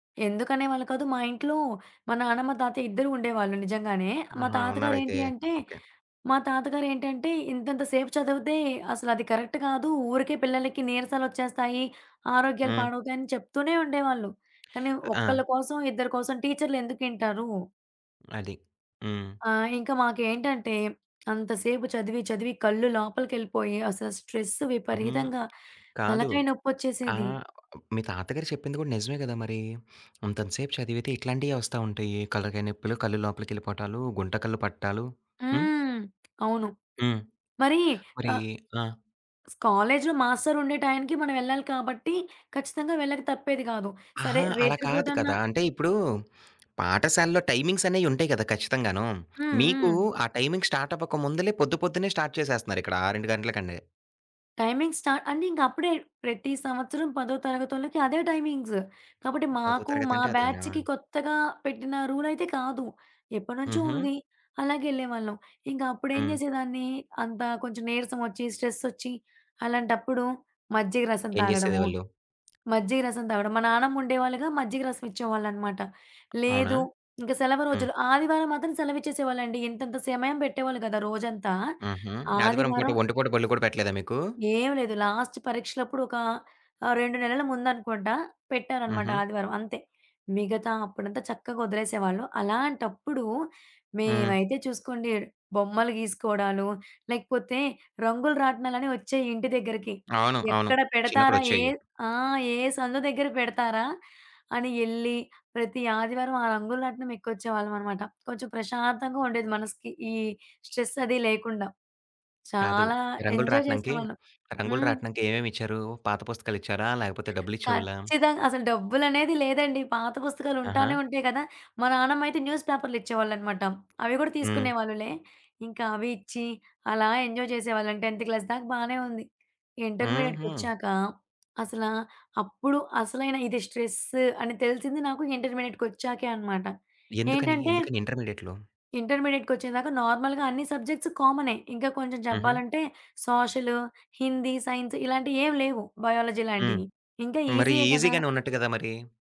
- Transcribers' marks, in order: in English: "కరెక్ట్"; tapping; other background noise; in English: "స్ట్రెస్"; sniff; lip smack; in English: "టైమింగ్"; in English: "స్టార్ట్"; in English: "టైమింగ్ స్టా"; in English: "టైమింగ్స్"; in English: "బ్యాచ్‌కి"; in English: "స్ట్రెస్"; in English: "లాస్ట్"; in English: "స్ట్రెస్"; in English: "ఎంజాయ్"; sniff; in English: "న్యూస్"; in English: "ఎంజాయ్"; in English: "టెంథ్ క్లాస్"; in English: "ఇంటర్మీడియేట్‌కొచ్చాక"; in English: "స్ట్రెస్"; in English: "ఇంటర్మీడియట్‌కొచ్చాకే"; in English: "ఇంటర్మీడియేట్‌లో?"; in English: "ఇంటర్మీడియేట్‌కొచ్చేదాకా నార్మల్‌గా"; in English: "సబ్జెక్ట్స్ కామనే"; in English: "సైన్స్"; in English: "ఈజీగానే"
- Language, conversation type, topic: Telugu, podcast, బర్నౌట్ వచ్చినప్పుడు మీరు ఏమి చేశారు?